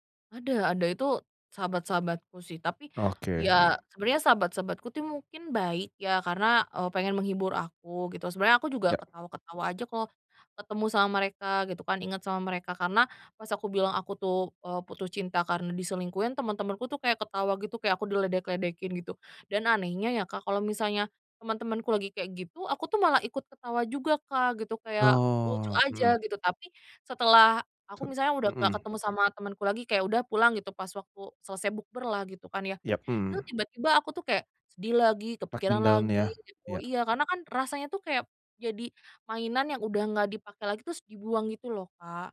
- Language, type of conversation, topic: Indonesian, advice, Bagaimana cara tetap menikmati perayaan saat suasana hati saya sedang rendah?
- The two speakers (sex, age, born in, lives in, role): female, 25-29, Indonesia, Indonesia, user; male, 35-39, Indonesia, Indonesia, advisor
- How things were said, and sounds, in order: tapping; in English: "down"